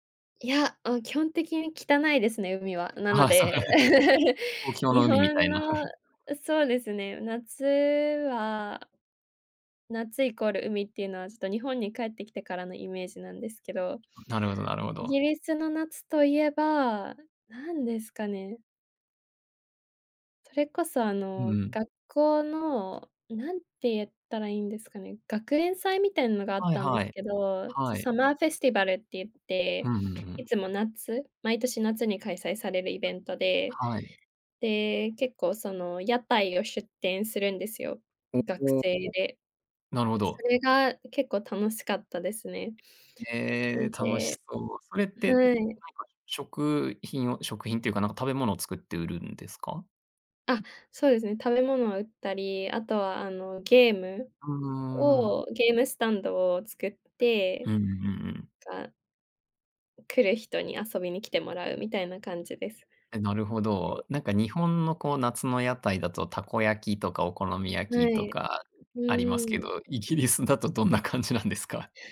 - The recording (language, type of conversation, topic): Japanese, podcast, 季節ごとに楽しみにしていることは何ですか？
- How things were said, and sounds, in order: laughing while speaking: "そう"; laugh; other background noise; in English: "サマーフェスティバル"; laughing while speaking: "イギリスだとどんな感じなんですか？"